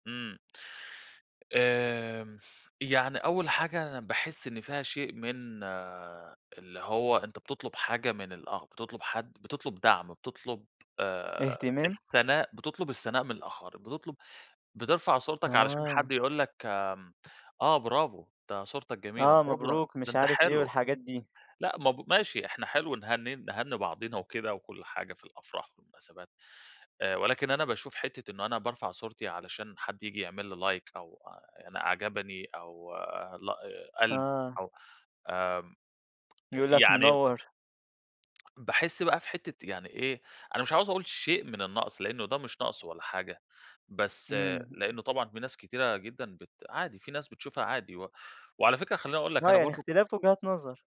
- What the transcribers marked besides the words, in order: tapping; in English: "like"
- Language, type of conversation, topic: Arabic, podcast, إيه رأيك في إنك تشارك تفاصيل حياتك على السوشيال ميديا؟